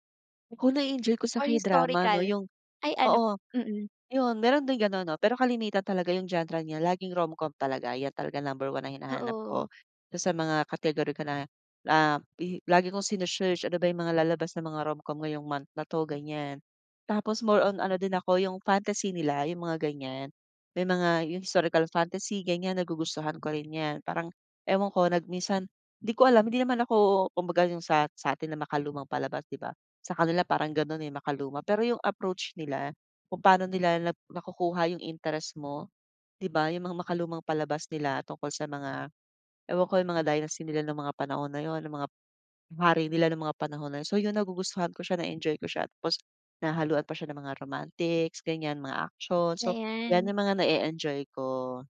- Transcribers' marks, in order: none
- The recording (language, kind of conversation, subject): Filipino, podcast, Anong klaseng palabas ang nagbibigay sa’yo ng ginhawa at bakit?